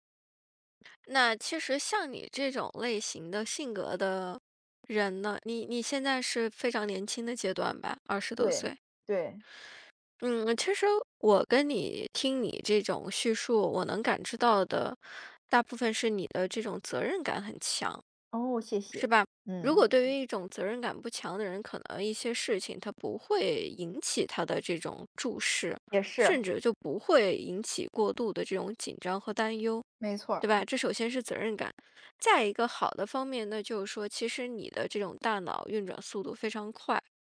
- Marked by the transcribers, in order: other noise; other background noise
- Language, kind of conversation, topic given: Chinese, advice, 我想停止过度担心，但不知道该从哪里开始，该怎么办？